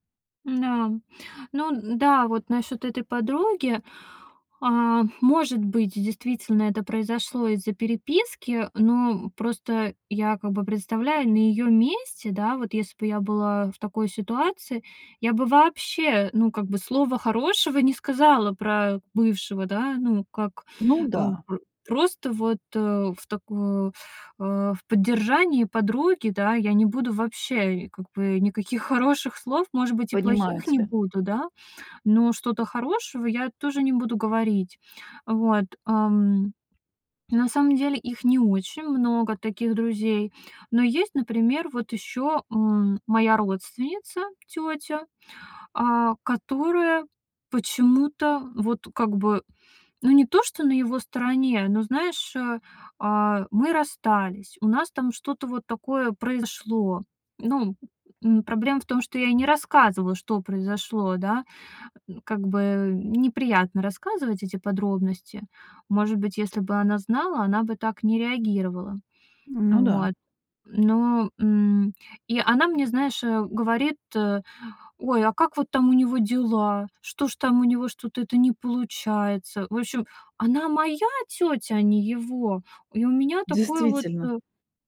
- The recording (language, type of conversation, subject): Russian, advice, Как справиться с болью из‑за общих друзей, которые поддерживают моего бывшего?
- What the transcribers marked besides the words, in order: none